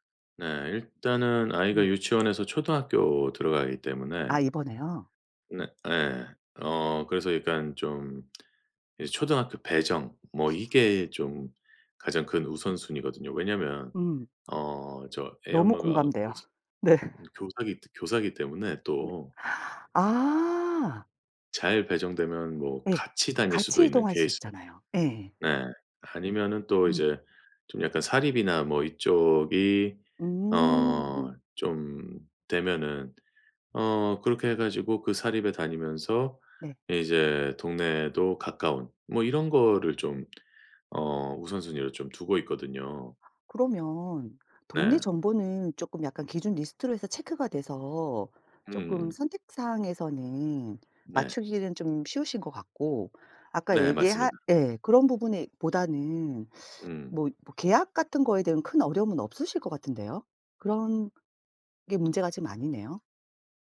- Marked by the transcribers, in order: tapping; other background noise; laugh; gasp
- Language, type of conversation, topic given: Korean, advice, 새 도시에서 집을 구하고 임대 계약을 할 때 스트레스를 줄이려면 어떻게 해야 하나요?